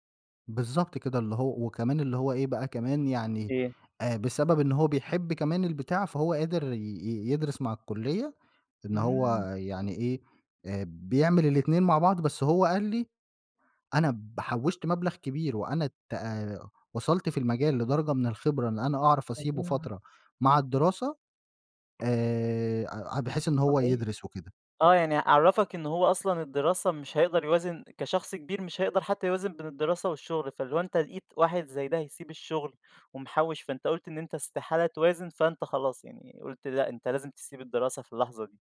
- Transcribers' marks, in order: unintelligible speech; tapping
- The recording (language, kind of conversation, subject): Arabic, podcast, إيه هو موقف أو لقاء بسيط حصل معاك وغيّر فيك حاجة كبيرة؟